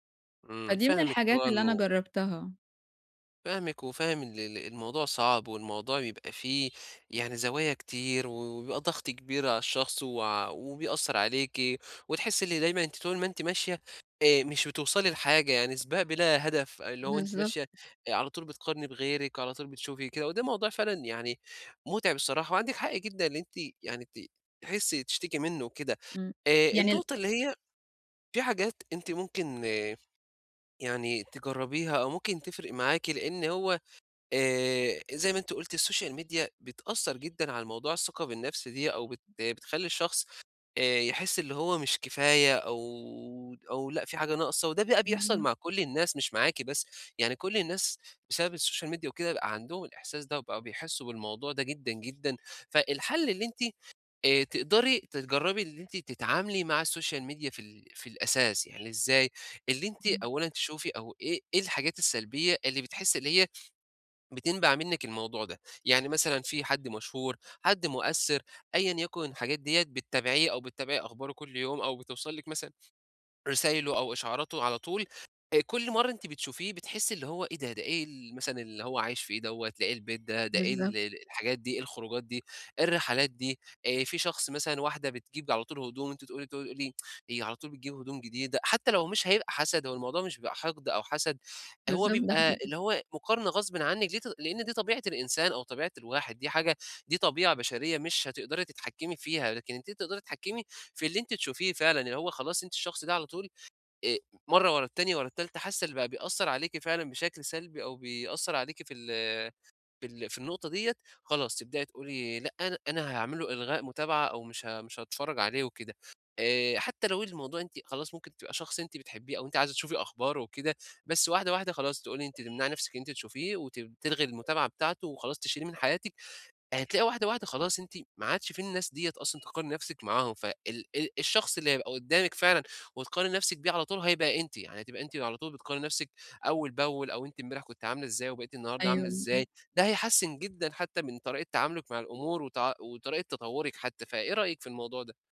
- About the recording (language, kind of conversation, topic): Arabic, advice, إزاي أبني ثقتي في نفسي من غير ما أقارن نفسي بالناس؟
- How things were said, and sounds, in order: tapping; horn; in English: "السوشال ميديا"; in English: "السوشال ميديا"; in English: "السوشال ميديا"; "تقولي" said as "تقوقلي"; tsk